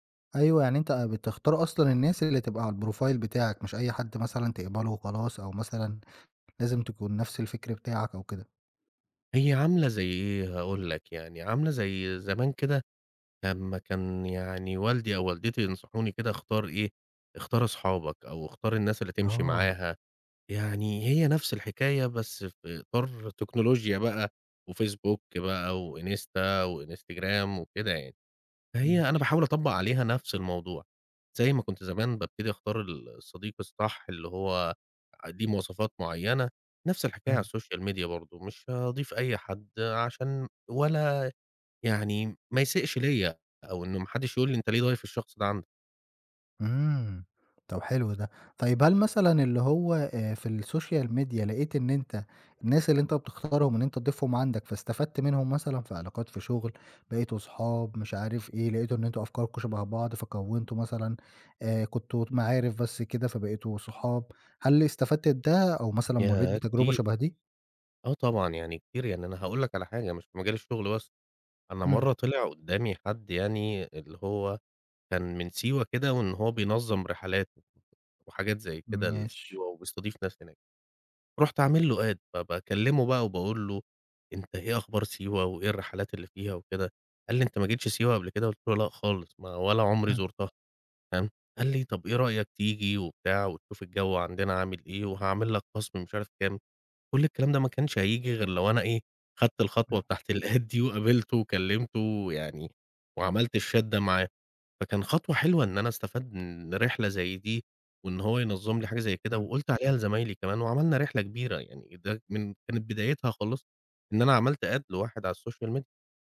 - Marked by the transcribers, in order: in English: "الprofile"; tapping; in English: "الSocial Media"; in English: "الsocial media"; in English: "Add"; in English: "الAdd"; in English: "الchat"; in English: "Add"; in English: "الSocial media"
- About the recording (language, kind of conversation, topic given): Arabic, podcast, إزاي بتنمّي علاقاتك في زمن السوشيال ميديا؟